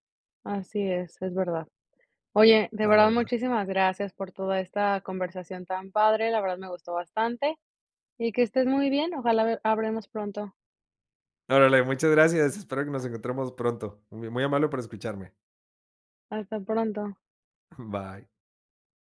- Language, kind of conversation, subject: Spanish, podcast, ¿Qué opinas sobre la representación de género en películas y series?
- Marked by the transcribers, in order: chuckle